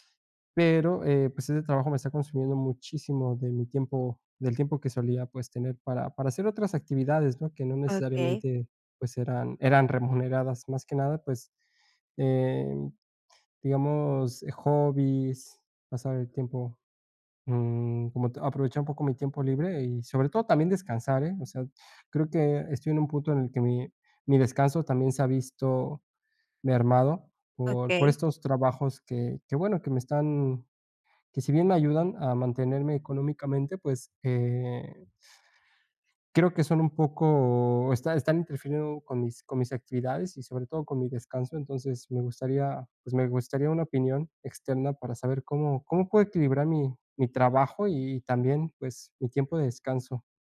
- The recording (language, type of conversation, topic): Spanish, advice, ¿Cómo puedo equilibrar mejor mi trabajo y mi descanso diario?
- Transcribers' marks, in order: laughing while speaking: "remuneradas"